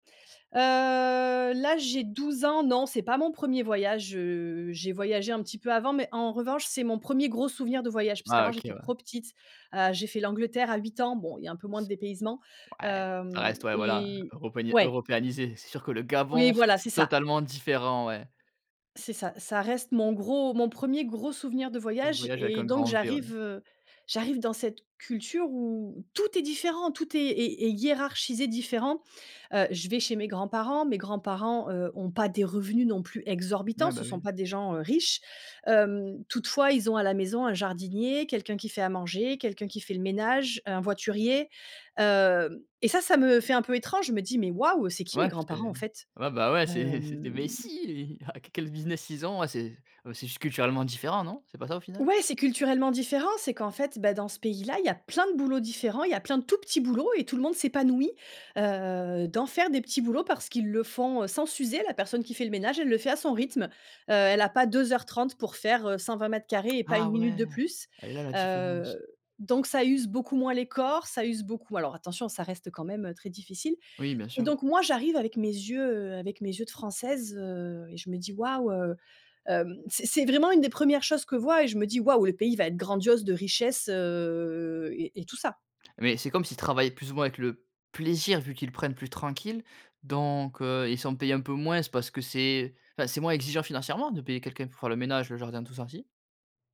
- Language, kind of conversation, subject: French, podcast, Qu’est-ce que voyager t’a appris sur le bonheur ?
- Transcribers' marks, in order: drawn out: "Heu"; stressed: "Gabon"; stressed: "tout"; stressed: "waouh"; laughing while speaking: "c'est"; put-on voice: "messies"; drawn out: "Hem"; other background noise; stressed: "plein"; tongue click; drawn out: "heu"; stressed: "plaisir"